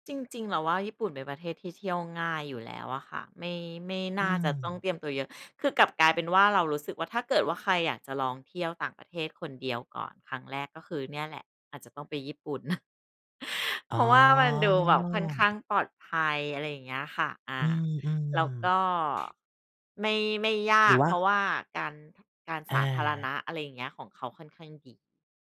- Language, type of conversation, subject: Thai, podcast, ช่วยเล่าเรื่องการเดินทางคนเดียวที่ประทับใจที่สุดของคุณให้ฟังหน่อยได้ไหม?
- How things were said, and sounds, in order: tapping; drawn out: "อ๋อ"; chuckle; other background noise